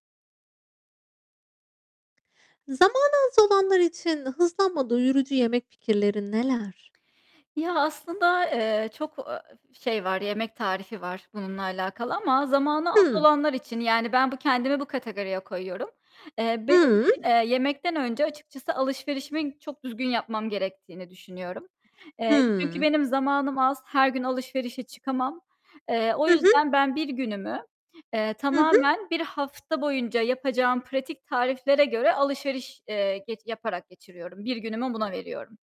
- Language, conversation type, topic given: Turkish, podcast, Zamanın az olduğunda hızlı ama doyurucu hangi yemekleri önerirsin?
- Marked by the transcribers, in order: tapping; other background noise; distorted speech